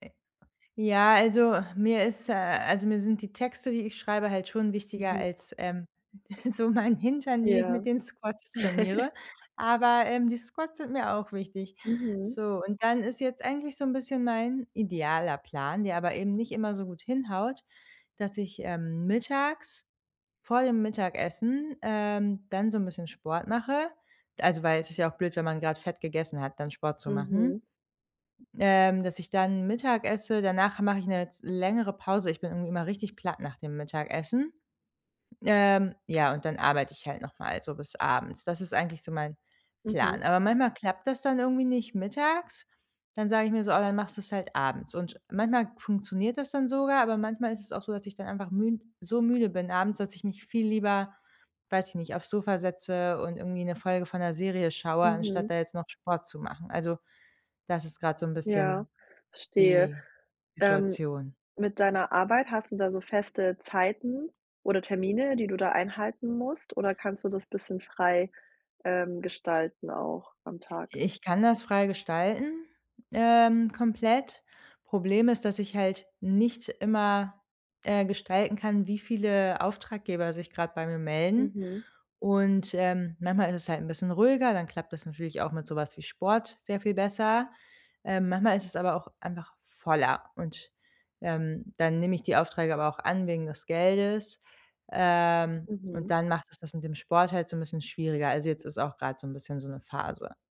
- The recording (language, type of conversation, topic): German, advice, Wie sieht eine ausgewogene Tagesroutine für eine gute Lebensbalance aus?
- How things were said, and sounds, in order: chuckle; laughing while speaking: "so mein Hintern"; chuckle; stressed: "voller"